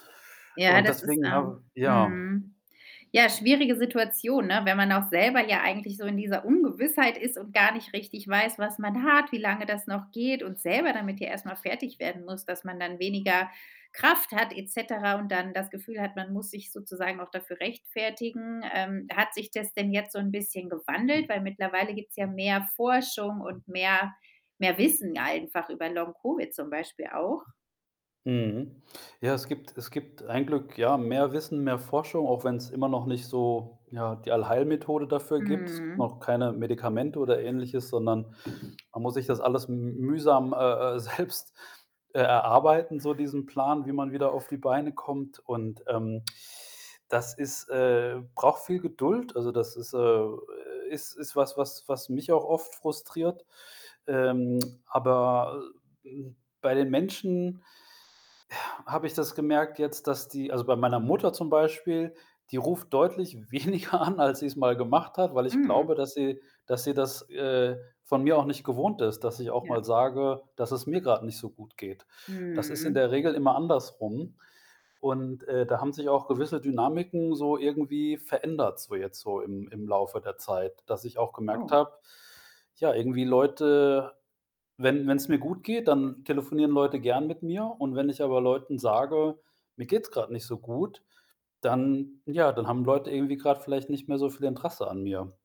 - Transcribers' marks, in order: tapping; other background noise; laughing while speaking: "selbst"; tongue click; static; laughing while speaking: "weniger"
- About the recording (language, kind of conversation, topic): German, podcast, Wie wichtig sind soziale Kontakte für dich, wenn du gesund wirst?